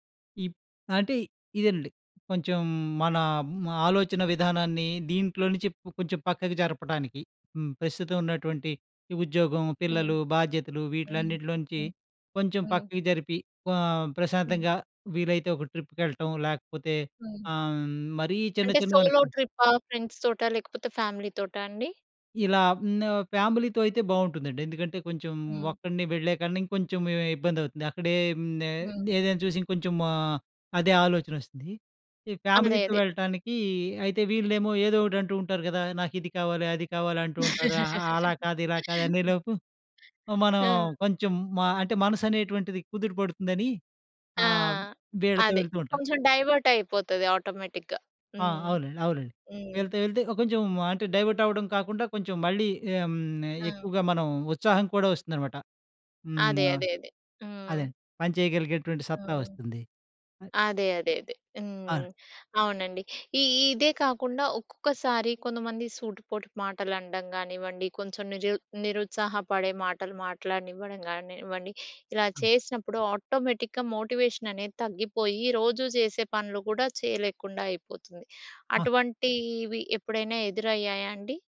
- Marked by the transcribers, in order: in English: "ట్రిప్‌కెళ్ళటం"; in English: "సోలో"; in English: "ఫ్రెండ్స్‌తోటా?"; in English: "ఫ్యామిలీ‌తోటా"; in English: "ఫ్యామిలీతో"; in English: "ఫ్యామిలీతో"; laugh; in English: "ఆటోమేటిక్‌గా"; other noise; in English: "ఆటోమేటిక్‌గా మోటివేషననేది"
- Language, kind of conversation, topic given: Telugu, podcast, మోటివేషన్ తగ్గినప్పుడు మీరు ఏమి చేస్తారు?
- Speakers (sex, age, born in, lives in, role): female, 30-34, India, United States, host; male, 50-54, India, India, guest